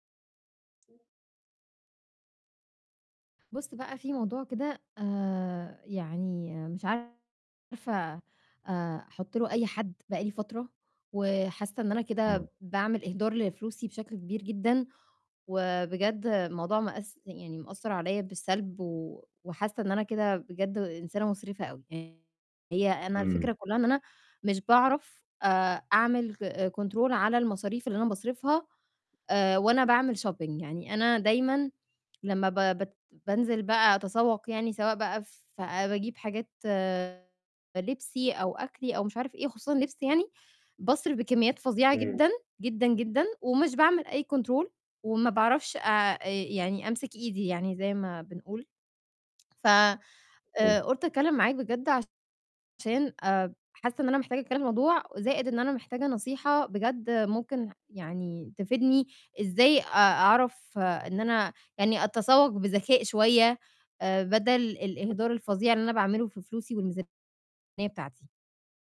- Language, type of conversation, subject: Arabic, advice, إزاي أقدر أتسوق بذكاء من غير ما أهدر فلوس كتير؟
- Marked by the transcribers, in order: distorted speech; in English: "Control"; in English: "Shopping"; in English: "Control"; static; other noise; unintelligible speech